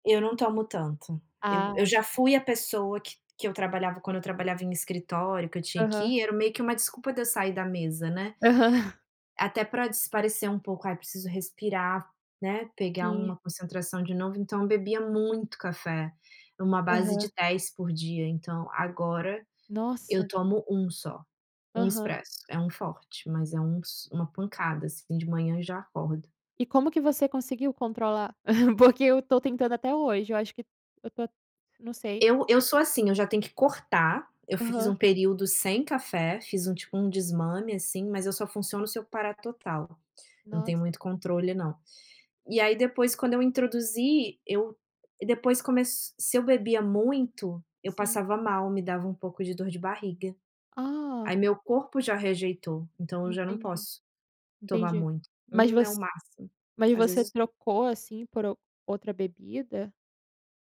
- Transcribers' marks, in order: laughing while speaking: "Aham"; "espairecer" said as "desparecer"; chuckle
- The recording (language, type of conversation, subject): Portuguese, unstructured, Qual é o seu truque para manter a energia ao longo do dia?
- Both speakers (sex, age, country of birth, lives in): female, 20-24, Brazil, Italy; female, 35-39, Brazil, Italy